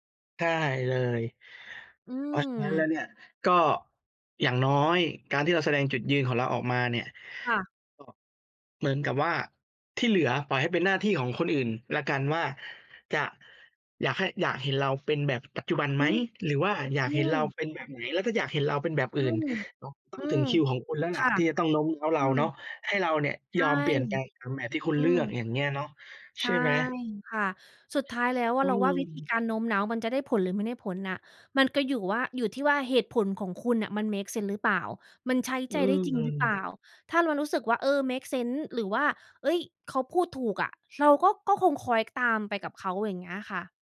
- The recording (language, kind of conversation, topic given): Thai, unstructured, คุณเคยพยายามโน้มน้าวใครสักคนให้มองเห็นตัวตนที่แท้จริงของคุณไหม?
- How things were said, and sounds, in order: in English: "เมกเซนส์"; in English: "เมกเซนส์"; other background noise